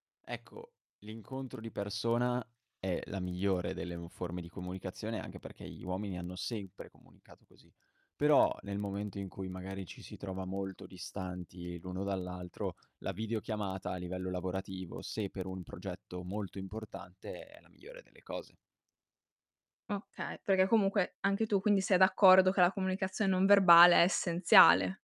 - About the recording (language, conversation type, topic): Italian, podcast, Preferisci parlare tramite messaggi o telefonate, e perché?
- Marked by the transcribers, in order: distorted speech; tapping